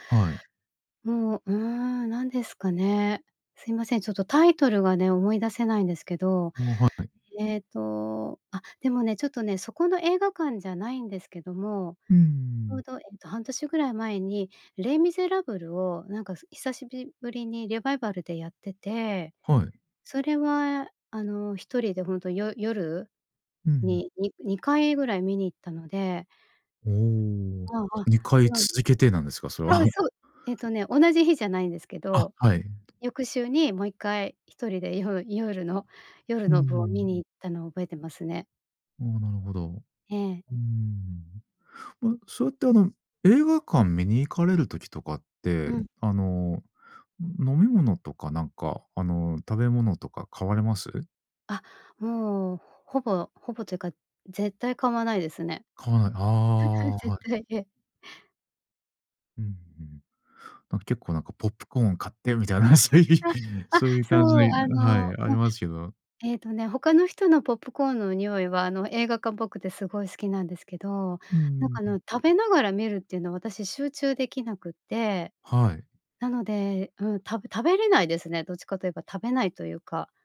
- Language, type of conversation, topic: Japanese, podcast, 映画は映画館で観るのと家で観るのとでは、どちらが好きですか？
- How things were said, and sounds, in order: other noise; tapping; chuckle; background speech; laugh; laughing while speaking: "買ってみたいな、そういう"